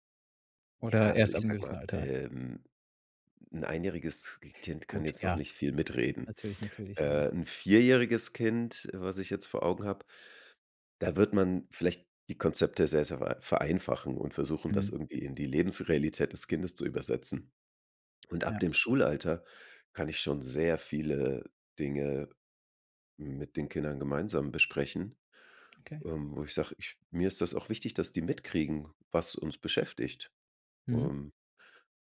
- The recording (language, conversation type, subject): German, podcast, Wie könnt ihr als Paar Erziehungsfragen besprechen, ohne dass es zum Streit kommt?
- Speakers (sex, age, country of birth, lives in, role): male, 35-39, Germany, Germany, guest; male, 35-39, Germany, Germany, host
- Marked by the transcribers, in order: unintelligible speech